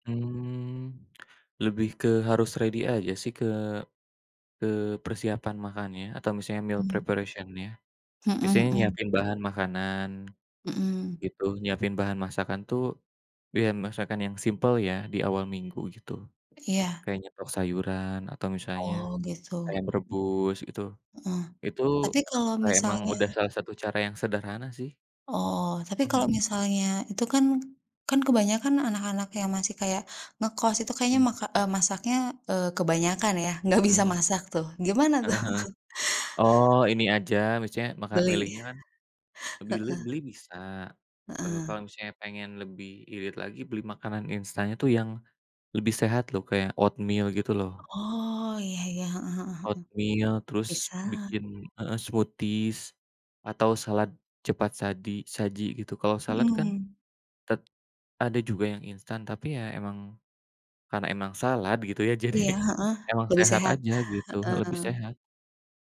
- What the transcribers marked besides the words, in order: other background noise; in English: "ready"; in English: "meal preparation-nya"; tapping; laughing while speaking: "nggak bisa"; chuckle; chuckle; laughing while speaking: "jadi"; chuckle
- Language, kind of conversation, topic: Indonesian, unstructured, Apakah generasi muda terlalu sering mengonsumsi makanan instan?